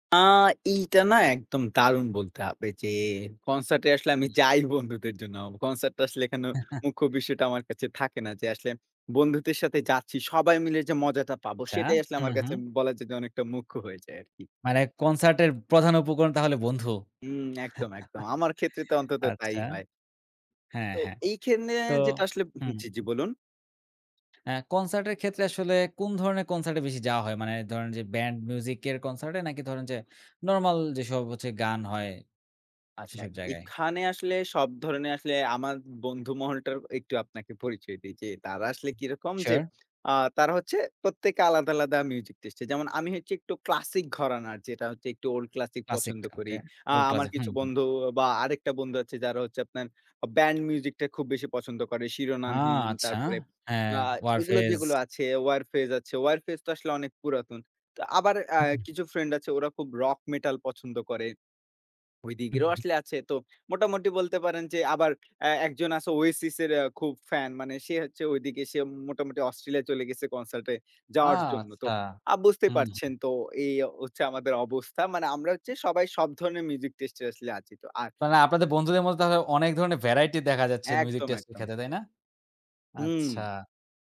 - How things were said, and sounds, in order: laughing while speaking: "বন্ধুদের জন্য"; chuckle; chuckle
- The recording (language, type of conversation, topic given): Bengali, podcast, বন্ধুদের সঙ্গে কনসার্টে যাওয়ার স্মৃতি তোমার কাছে কেমন ছিল?